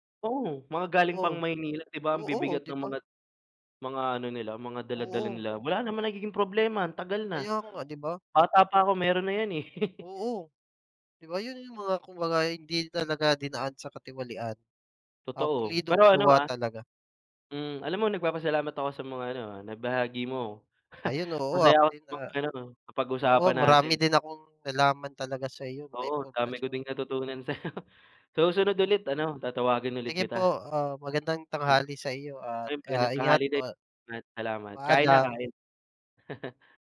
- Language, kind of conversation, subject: Filipino, unstructured, Ano ang palagay mo sa mga isyu ng katiwalian sa gobyerno?
- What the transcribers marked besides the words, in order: laugh; chuckle; chuckle